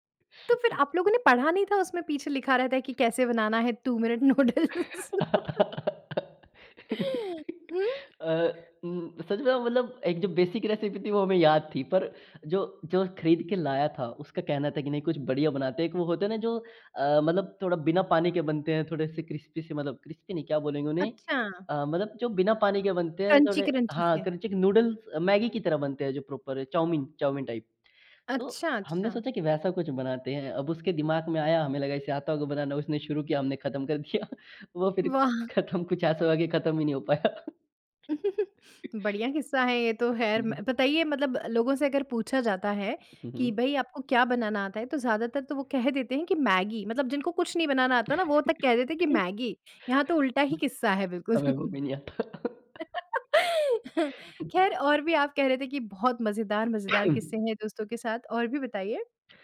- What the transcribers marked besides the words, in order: laugh; in English: "टू"; laughing while speaking: "नूडल्स?"; in English: "बेसिक रेसिपी"; in English: "क्रिस्पी"; in English: "क्रिस्पी"; in English: "क्रंचिक नूडल्स"; in English: "क्रंची-क्रंची"; in English: "प्रोपर"; in English: "टाइप"; laughing while speaking: "वो फ़िर खत्म कुछ ऐसा हो गया खत्म ही नहीं हो पाया"; chuckle; laughing while speaking: "हमें वो भी नहीं आता"; chuckle; laugh; cough
- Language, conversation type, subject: Hindi, podcast, क्या तुम्हें बचपन का कोई खास खाना याद है?